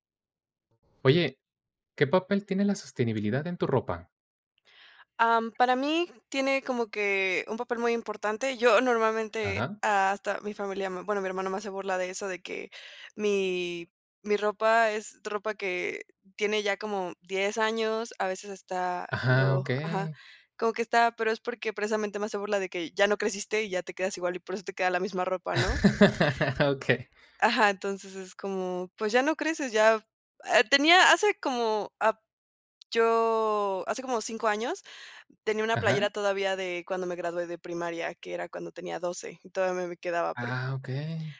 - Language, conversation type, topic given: Spanish, podcast, ¿Qué papel cumple la sostenibilidad en la forma en que eliges tu ropa?
- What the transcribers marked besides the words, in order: laugh